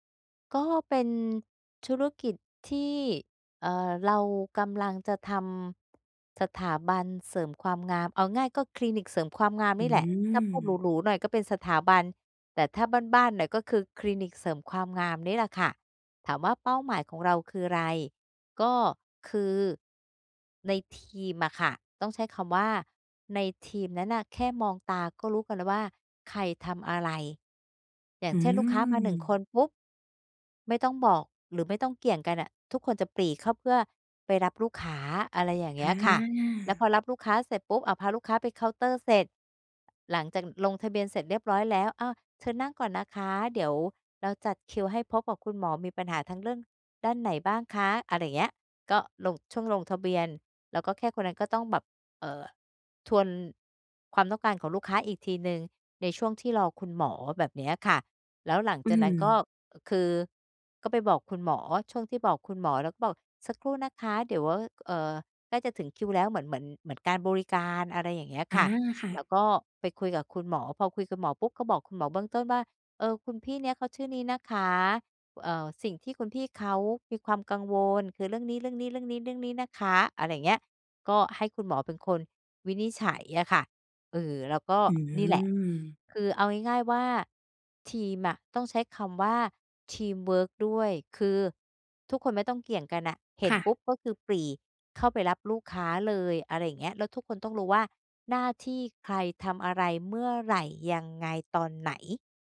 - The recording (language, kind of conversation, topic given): Thai, advice, สร้างทีมที่เหมาะสมสำหรับสตาร์ทอัพได้อย่างไร?
- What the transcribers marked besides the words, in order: none